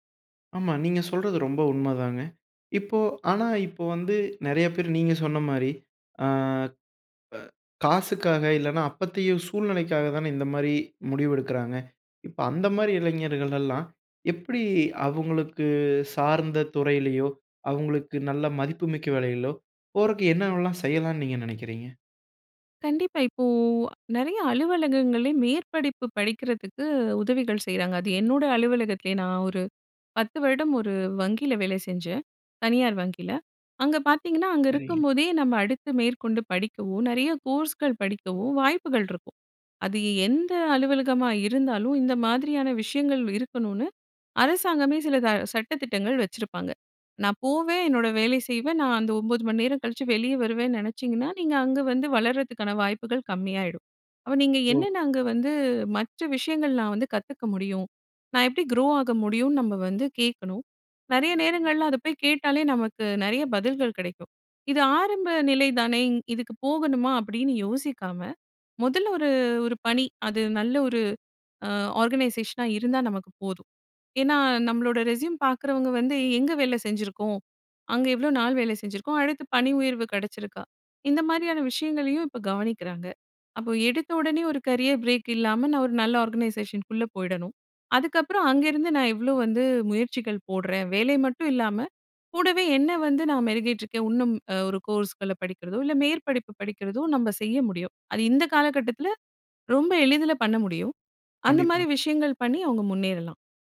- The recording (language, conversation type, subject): Tamil, podcast, இளைஞர்கள் வேலை தேர்வு செய்யும் போது தங்களின் மதிப்புகளுக்கு ஏற்றதா என்பதை எப்படி தீர்மானிக்க வேண்டும்?
- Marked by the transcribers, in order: "அப்போதைய" said as "அப்பத்தைய"; other background noise; in English: "க்ரோ"; in English: "ஆர்கனைசேஷனா"; in English: "கரியர் பிரேக்"; in English: "ஆர்கனைசேஷன்குள்ள"; "மெருகேட்ருக்கிறேன்" said as "மெருகேட்ருக்கேன்"; "இன்னும்" said as "உன்னும்"